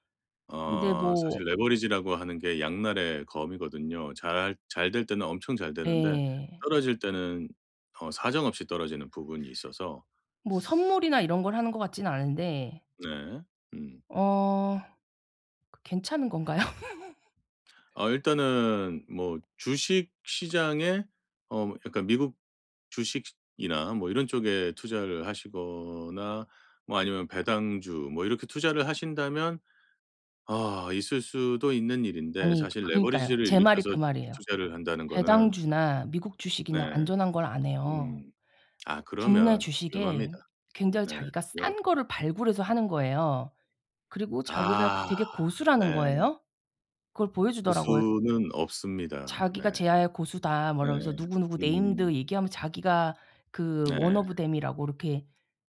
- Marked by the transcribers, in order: teeth sucking; laugh; other background noise; in English: "one of them이라고"
- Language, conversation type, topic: Korean, advice, 가족과 돈 이야기를 편하게 시작하려면 어떻게 해야 할까요?